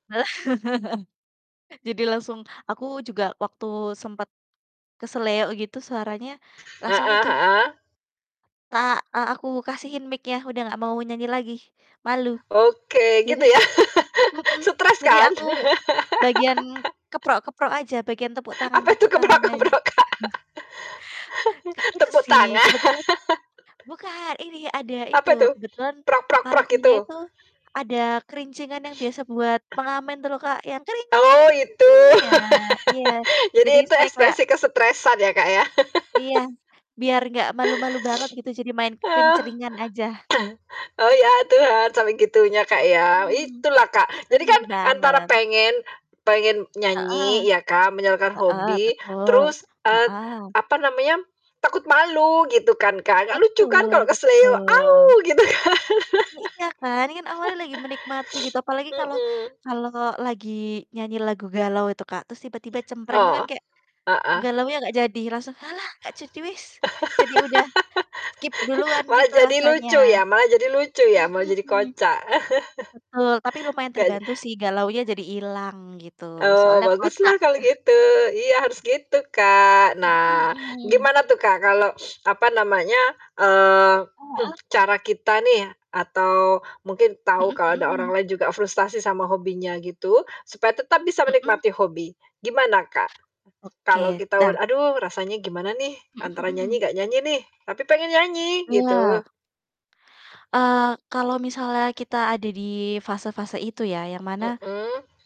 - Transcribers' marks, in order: laugh; other background noise; tapping; static; laughing while speaking: "jadi"; laugh; laugh; laughing while speaking: "keprok-keprok, Kak?"; chuckle; laughing while speaking: "tangan"; chuckle; other noise; sniff; laugh; laugh; sniff; throat clearing; laughing while speaking: "Gitu kan"; laugh; sniff; laugh; in Javanese: "wis"; distorted speech; in English: "skip"; chuckle; chuckle; sniff; throat clearing
- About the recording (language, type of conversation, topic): Indonesian, unstructured, Mengapa beberapa hobi bisa membuat orang merasa frustrasi?